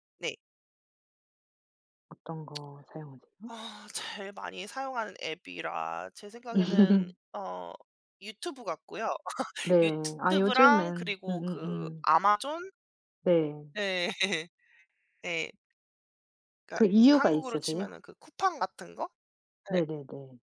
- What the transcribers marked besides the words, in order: tapping; other background noise; laugh; laughing while speaking: "네"
- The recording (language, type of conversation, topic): Korean, unstructured, 스마트폰이 당신의 하루를 어떻게 바꾸었나요?